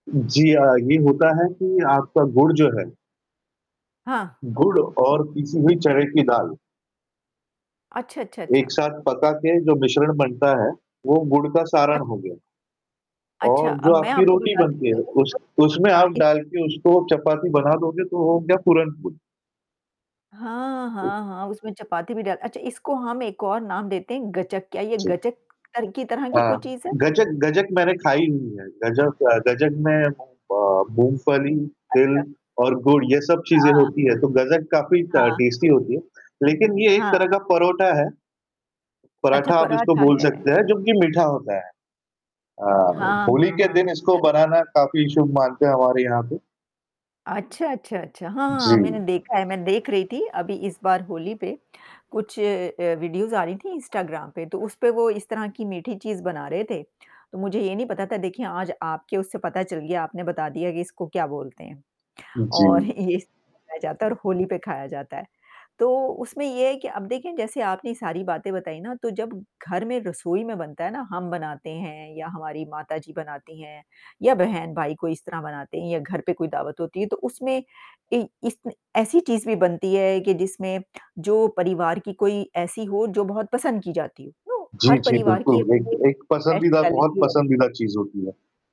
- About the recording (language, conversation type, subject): Hindi, unstructured, आप दोस्तों के साथ बाहर खाना पसंद करेंगे या घर पर मिलकर खाना बनाएँगे?
- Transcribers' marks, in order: static; other noise; tapping; distorted speech; in English: "ट टेस्टी"; in English: "वीडियोज़"; chuckle; in English: "स्पेशियलिटी"